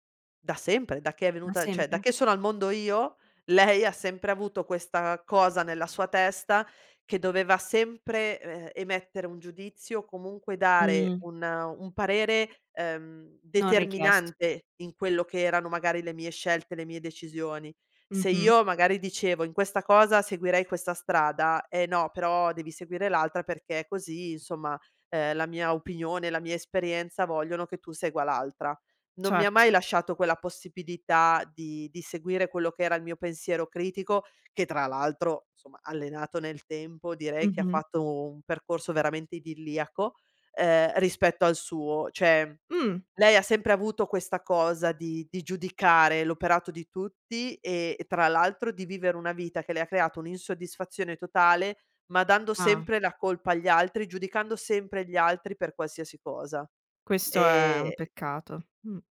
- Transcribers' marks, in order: "cioè" said as "ceh"; "Cioè" said as "ceh"
- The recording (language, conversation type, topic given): Italian, podcast, Come stabilire dei limiti con parenti invadenti?